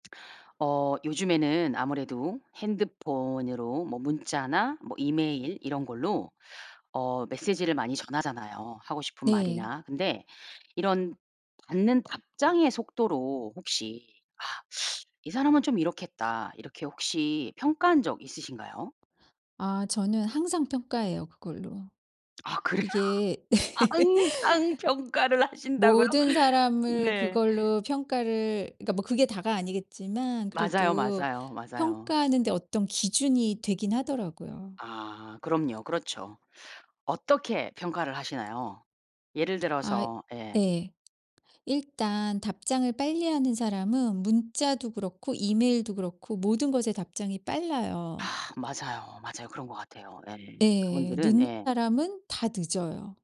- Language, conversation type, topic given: Korean, podcast, 답장 속도만으로 사람을 평가해 본 적이 있나요?
- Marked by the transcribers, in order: other background noise; laughing while speaking: "그래요? 아 항상 평가를 하신다고요?"; laugh; tapping